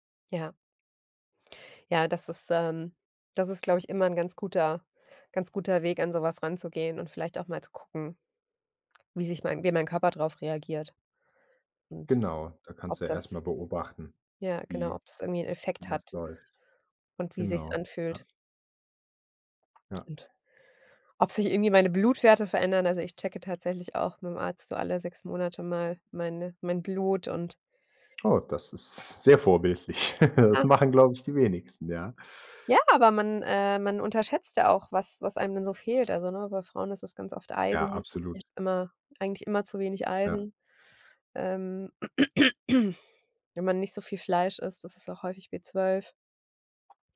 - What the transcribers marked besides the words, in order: other background noise; chuckle; throat clearing
- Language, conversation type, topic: German, advice, Wie gehst du mit deiner Verunsicherung durch widersprüchliche Ernährungstipps in den Medien um?